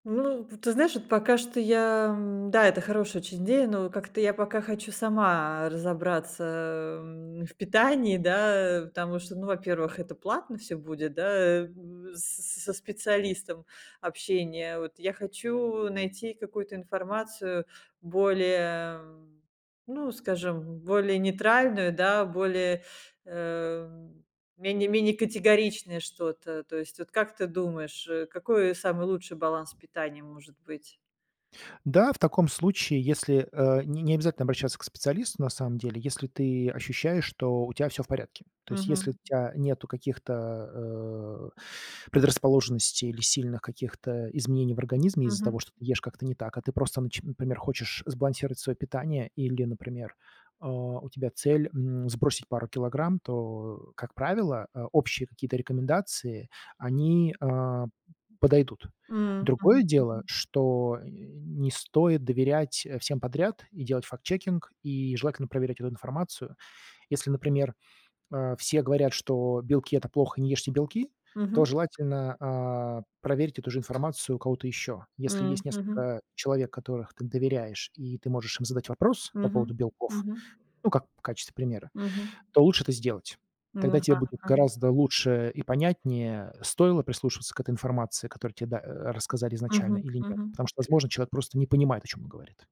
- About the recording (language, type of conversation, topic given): Russian, advice, Почему меня тревожит путаница из-за противоречивых советов по питанию?
- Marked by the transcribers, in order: tapping; in English: "фактчекинг"; other background noise